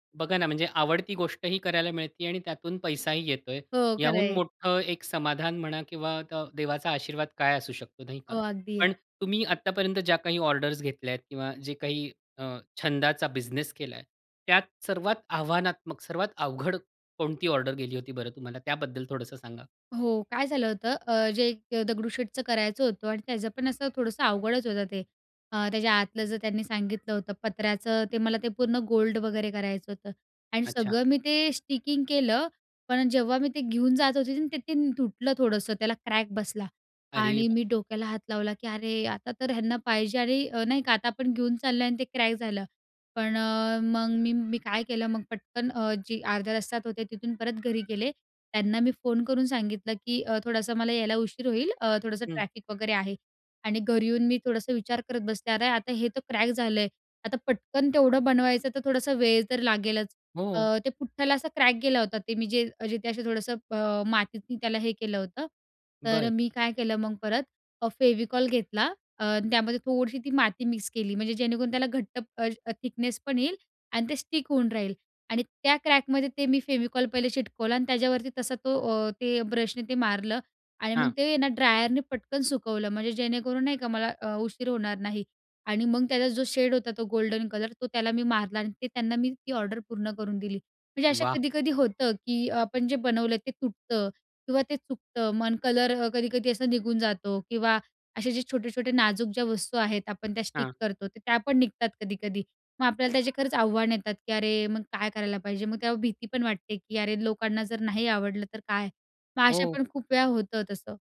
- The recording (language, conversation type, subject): Marathi, podcast, या छंदामुळे तुमच्या आयुष्यात कोणते बदल झाले?
- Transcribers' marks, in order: in English: "गोल्ड"; in English: "स्टिकिंग"; in English: "क्रॅक"; sad: "अरे बाप!"; in English: "क्रॅक"; other background noise; in English: "ट्रॅफिक"; in English: "क्रॅक"; in English: "क्रॅक"; in English: "थिकनेसपण"; in English: "स्टिक"; in English: "क्रॅकमध्ये"; in English: "ड्रायरने"; in English: "शेड"; in English: "गोल्डन"; in English: "स्टिक"